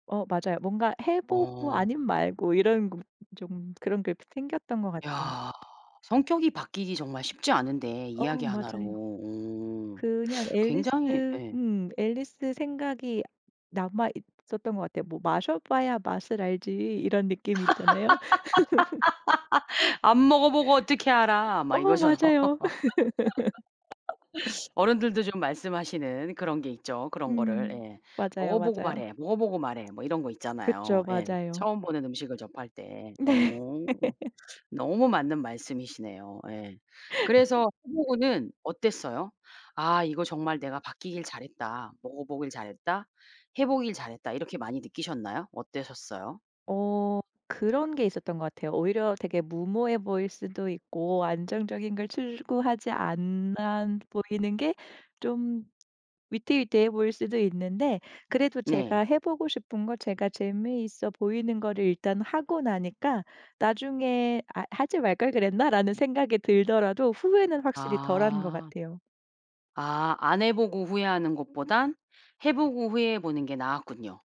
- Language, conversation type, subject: Korean, podcast, 좋아하는 이야기가 당신에게 어떤 영향을 미쳤나요?
- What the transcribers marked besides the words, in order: other background noise; tapping; laugh; laughing while speaking: "이거죠"; laugh; laugh; laughing while speaking: "네"; laugh; laugh; "어떠셨어요" said as "어때셨어요"